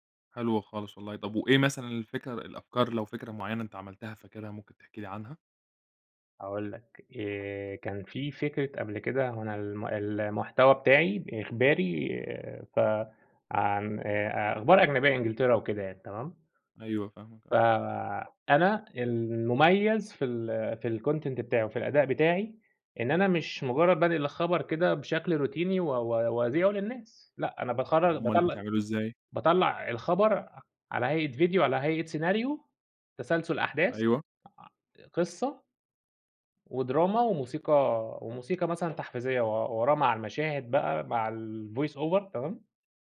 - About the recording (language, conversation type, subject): Arabic, podcast, إيه اللي بيحرّك خيالك أول ما تبتدي مشروع جديد؟
- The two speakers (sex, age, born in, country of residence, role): male, 25-29, Egypt, Egypt, host; male, 30-34, Egypt, Egypt, guest
- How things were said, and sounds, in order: tapping; in English: "الcontent"; in English: "روتيني"; other background noise; in English: "الvoice over"